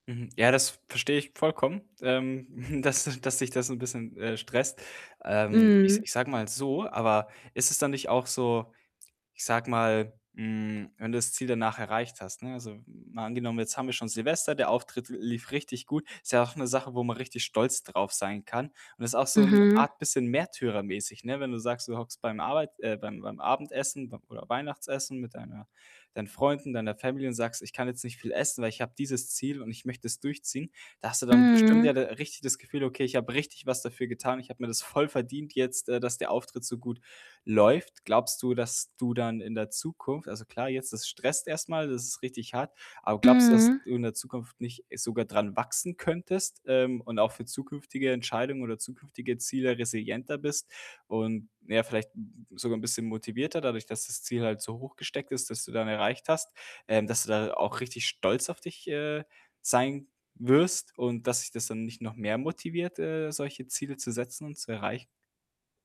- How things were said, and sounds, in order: static; chuckle; distorted speech; stressed: "richtig"; stressed: "voll"; other background noise; unintelligible speech; stressed: "stolz"
- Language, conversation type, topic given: German, advice, Wie kann ich realistische Ziele formulieren, die ich auch wirklich erreiche?